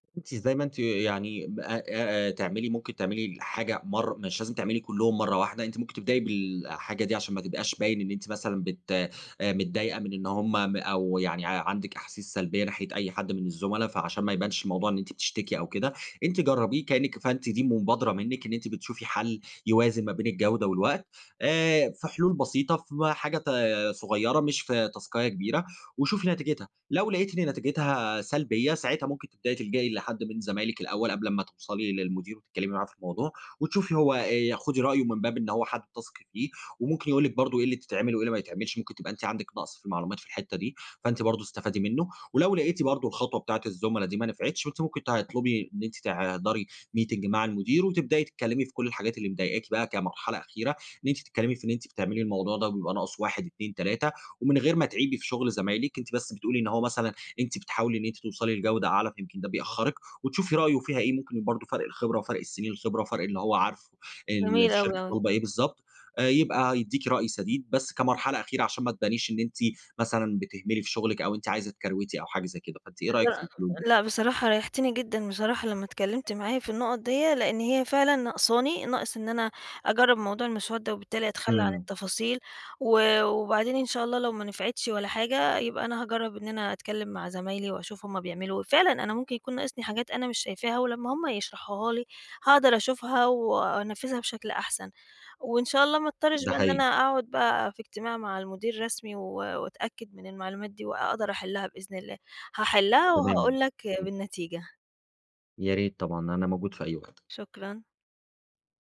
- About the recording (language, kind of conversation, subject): Arabic, advice, إزاي الكمالية بتخليك تِسوّف وتِنجز شوية مهام بس؟
- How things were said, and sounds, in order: in English: "تاسكاية"; in English: "meeting"; unintelligible speech